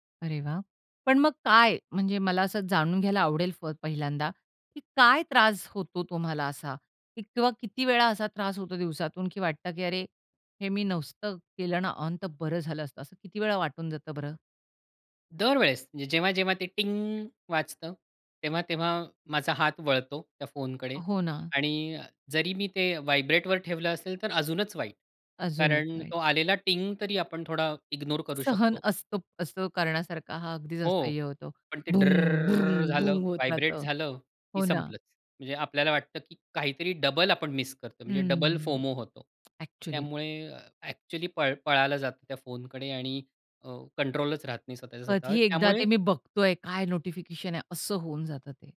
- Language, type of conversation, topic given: Marathi, podcast, तुम्ही सूचनांचे व्यवस्थापन कसे करता?
- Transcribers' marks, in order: put-on voice: "टिंग"; in English: "व्हायब्रेटवर"; put-on voice: "ड्रररर"; put-on voice: "भृंग, भृंग, भृंग"; in English: "व्हायब्रेट"; in English: "फोमो"; tongue click; other background noise